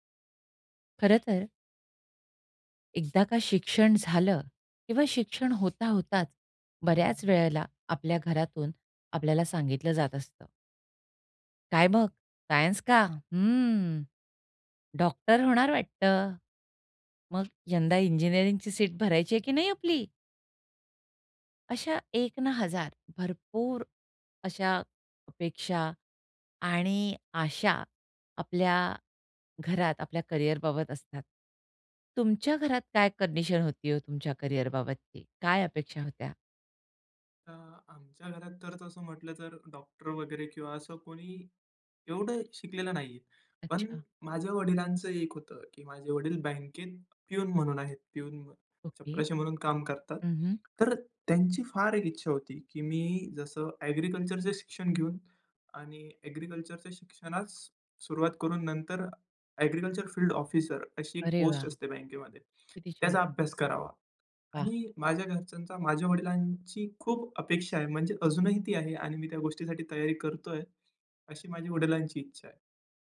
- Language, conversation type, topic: Marathi, podcast, तुमच्या घरात करिअरबाबत अपेक्षा कशा असतात?
- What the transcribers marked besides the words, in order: other noise; in English: "प्यून"; in English: "प्यून"; stressed: "तर"; tapping; in English: "ऑफिसर"; tongue click